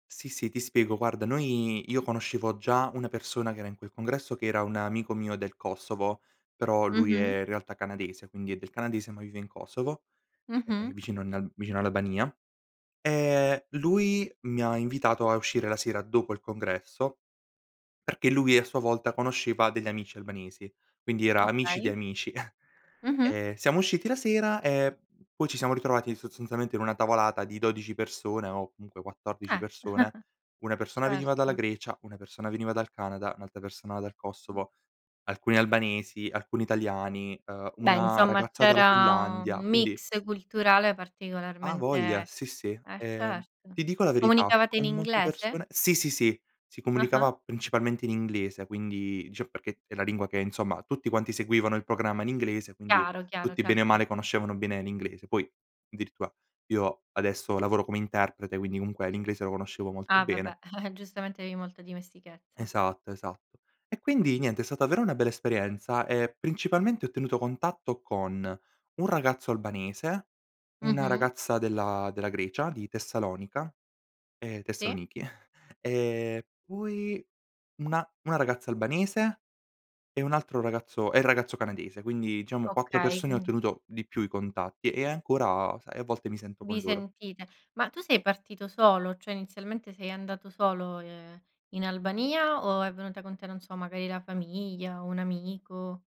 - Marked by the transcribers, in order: chuckle; "sostanzialmente" said as "sozolziamente"; chuckle; other background noise; chuckle; laughing while speaking: "Tessanichi"; "Cioè" said as "ceh"
- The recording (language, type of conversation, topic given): Italian, podcast, Qual è stato un viaggio che ti ha cambiato la vita?